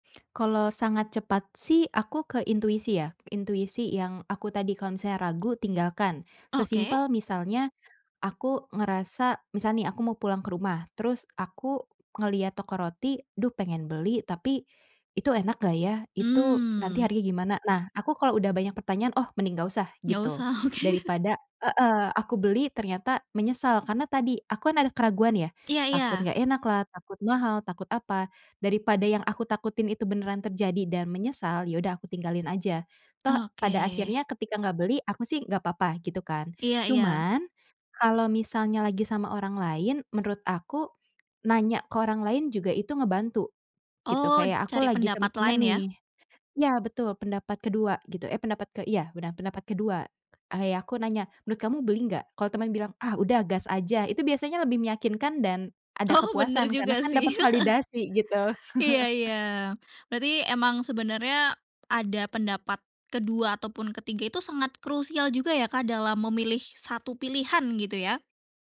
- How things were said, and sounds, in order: lip smack; laughing while speaking: "Oke"; laughing while speaking: "Oh"; laugh; chuckle
- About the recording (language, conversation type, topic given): Indonesian, podcast, Apakah ada trik cepat untuk keluar dari kebingungan saat harus memilih?
- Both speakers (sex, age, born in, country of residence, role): female, 20-24, Indonesia, Indonesia, host; female, 25-29, Indonesia, Indonesia, guest